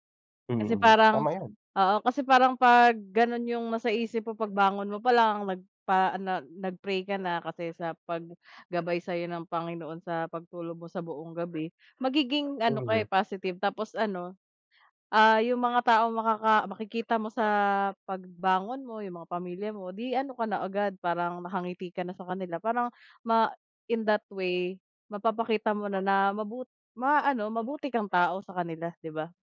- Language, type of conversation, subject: Filipino, unstructured, Paano mo ipinapakita ang kabutihan sa araw-araw?
- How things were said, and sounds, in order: dog barking; in English: "in that way"